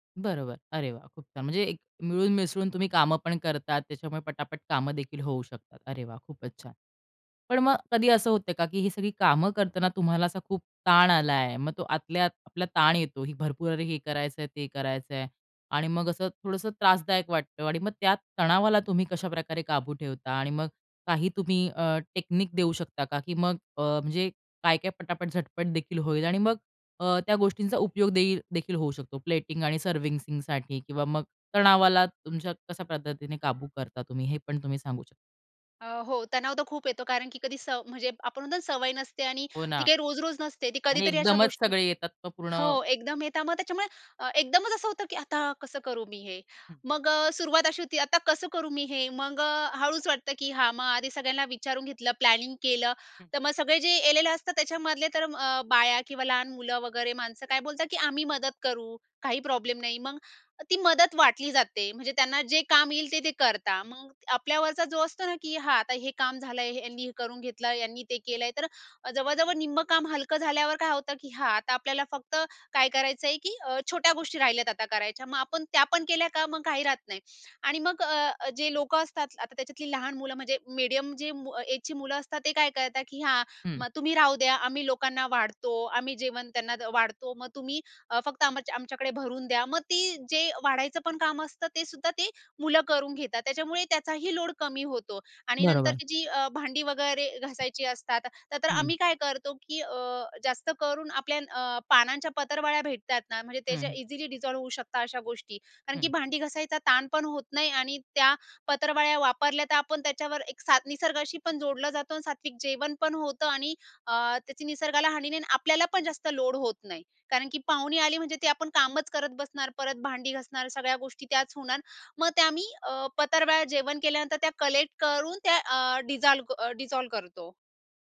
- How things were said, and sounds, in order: in English: "टेक्निक"; in English: "प्लेटिंग"; in English: "मीडियम"; in English: "एजची"; "पत्रावळ्या" said as "पतरवाळ्या"; in English: "इझिली डिझॉल्व्ह"; "पत्रावळ्या" said as "पतरवाळ्या"; "पत्रावळ्या" said as "पतरवळ"; in English: "कलेक्ट"; in English: "डिजॉल्व"; in English: "डिजॉल्व"
- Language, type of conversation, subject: Marathi, podcast, एकाच वेळी अनेक लोकांसाठी स्वयंपाक कसा सांभाळता?